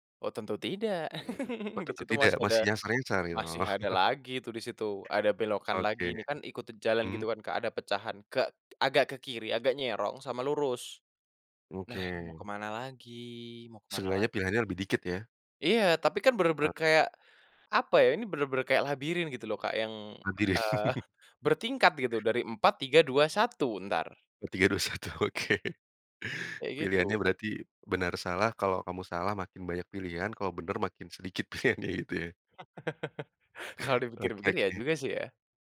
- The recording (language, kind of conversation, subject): Indonesian, podcast, Pernahkah kamu tersesat pada malam hari, dan bagaimana kamu menjaga keselamatan diri saat itu?
- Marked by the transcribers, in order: laugh; laughing while speaking: "gitu loh"; chuckle; other background noise; chuckle; tapping; laughing while speaking: "satu, oke"; laughing while speaking: "pilihannya"; laugh